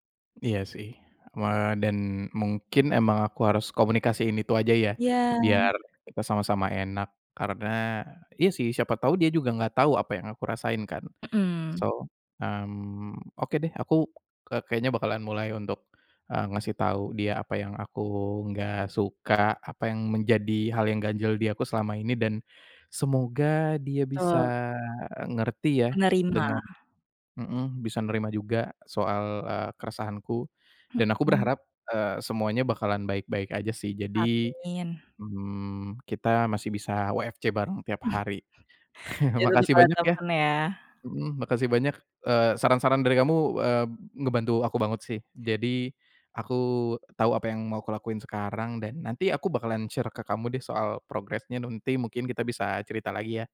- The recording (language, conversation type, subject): Indonesian, advice, Bagaimana cara mengatakan tidak pada permintaan orang lain agar rencanamu tidak terganggu?
- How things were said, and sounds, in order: other background noise; tapping; in English: "So"; chuckle; in English: "share"; "nanti" said as "nunti"